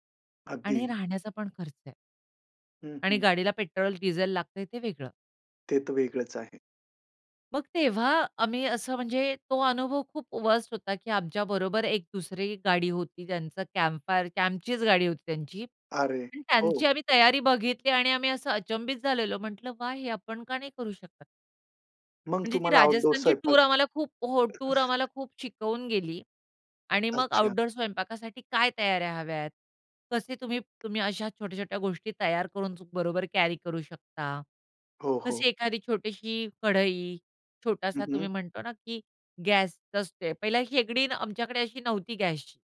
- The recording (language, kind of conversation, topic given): Marathi, podcast, तू बाहेर स्वयंपाक कसा करतोस, आणि कोणता सोपा पदार्थ पटकन बनवतोस?
- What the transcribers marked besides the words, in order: tapping; in English: "वर्स्ट"; chuckle; in English: "आउटडोर"; unintelligible speech